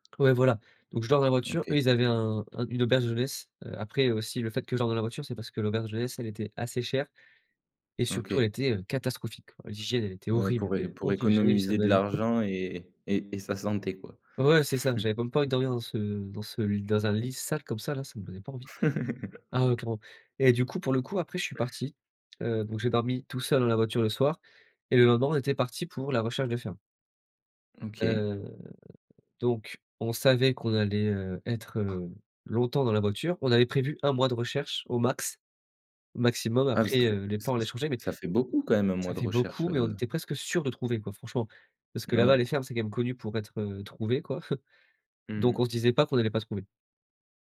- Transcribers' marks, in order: stressed: "horrible"; tapping; chuckle; unintelligible speech; stressed: "sale"; chuckle; drawn out: "Heu"; stressed: "sûr"; chuckle
- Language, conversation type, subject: French, podcast, Peux-tu raconter une aventure improvisée qui s’est super bien passée ?